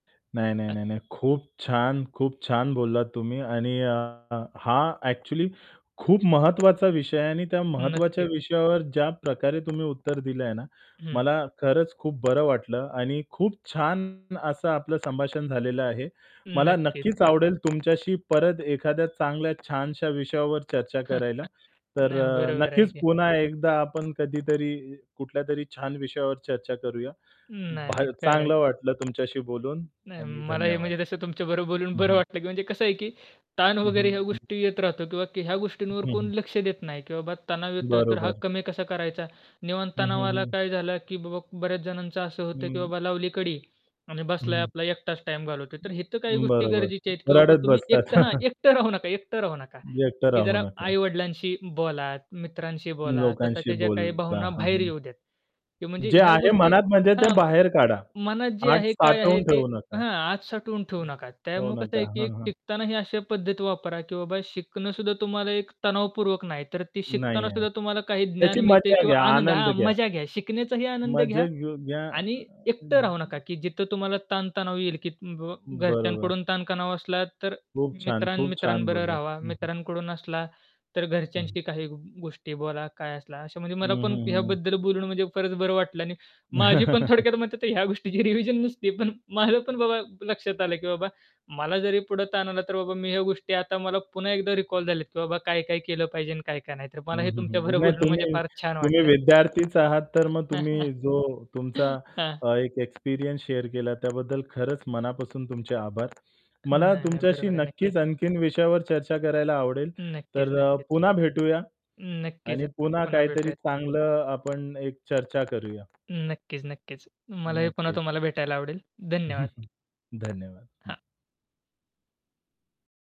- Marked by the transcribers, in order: static; distorted speech; tapping; other background noise; chuckle; other noise; chuckle; chuckle; in English: "रिकॉल"; chuckle; in English: "शेअर"; chuckle
- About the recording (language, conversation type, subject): Marathi, podcast, शिकताना ताण-तणाव कमी करण्यासाठी तुम्ही काय करता?